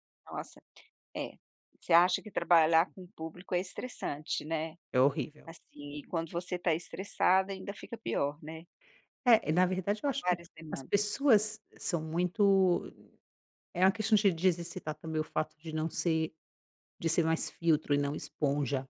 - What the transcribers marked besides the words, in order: none
- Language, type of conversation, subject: Portuguese, podcast, Como você lida com o estresse para continuar se desenvolvendo?